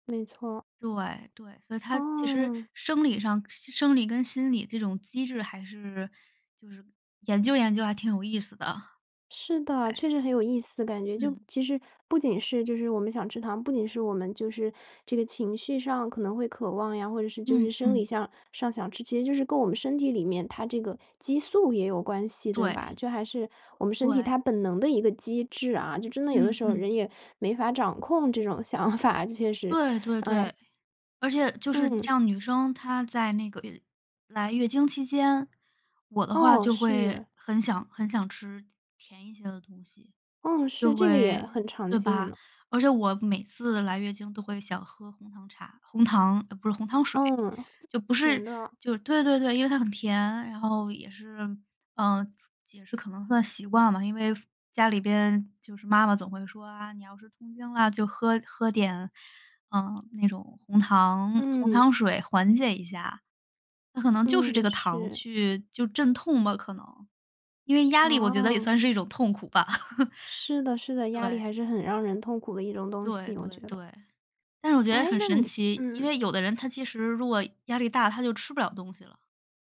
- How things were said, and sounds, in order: tapping; laughing while speaking: "想法"; other background noise; chuckle
- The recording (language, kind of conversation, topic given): Chinese, podcast, 遇到压力时会影响你的饮食吗？你通常怎么应对？